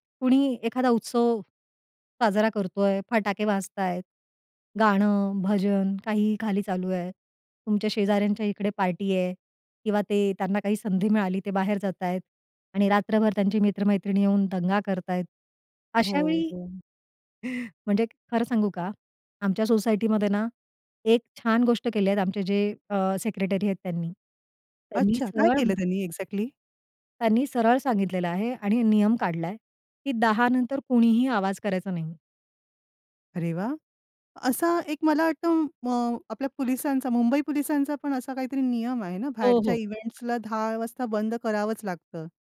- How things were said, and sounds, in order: other noise; sigh; in English: "एक्झॅक्टली?"; other background noise; in English: "इव्हेंट्स"
- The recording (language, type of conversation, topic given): Marathi, podcast, रात्री शांत झोपेसाठी तुमची दिनचर्या काय आहे?